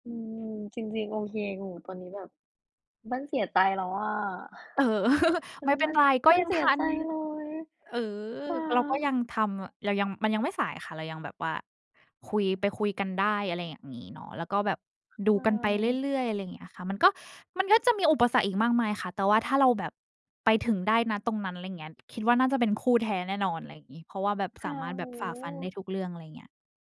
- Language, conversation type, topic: Thai, unstructured, ทำไมบางครั้งความรักถึงทำให้คนรู้สึกเจ็บปวด?
- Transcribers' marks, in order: chuckle; sigh; other background noise